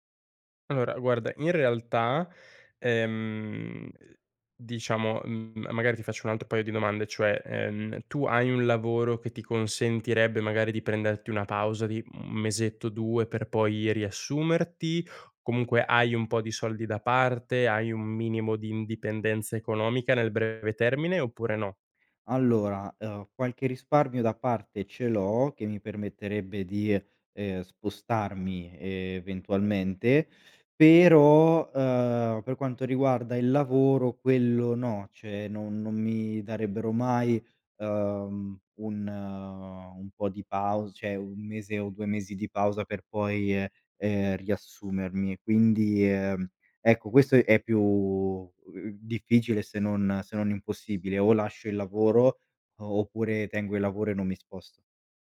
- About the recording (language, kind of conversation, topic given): Italian, advice, Come posso usare pause e cambi di scenario per superare un blocco creativo?
- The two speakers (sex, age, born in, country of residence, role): male, 20-24, Italy, Italy, advisor; male, 25-29, Italy, Italy, user
- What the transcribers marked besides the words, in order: other background noise; "cioè" said as "ceh"; "cioè" said as "ceh"